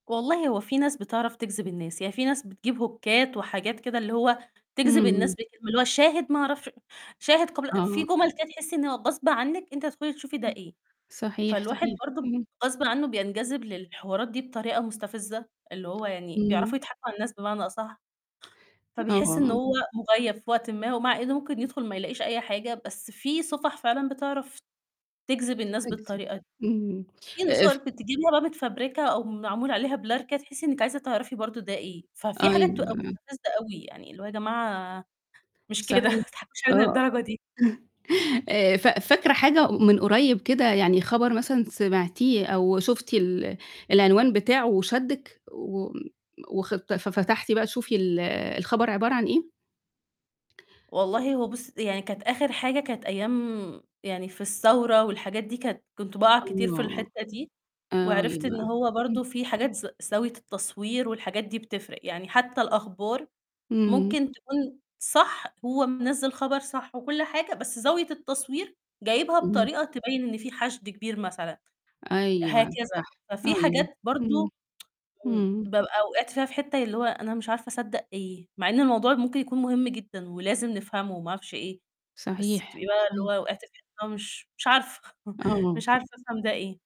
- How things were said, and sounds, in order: in English: "هوكات"; distorted speech; other noise; in English: "blur"; laughing while speaking: "مش كده"; chuckle; tsk; chuckle
- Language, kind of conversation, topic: Arabic, podcast, إزاي بتتعامل مع الأخبار الكاذبة على الإنترنت؟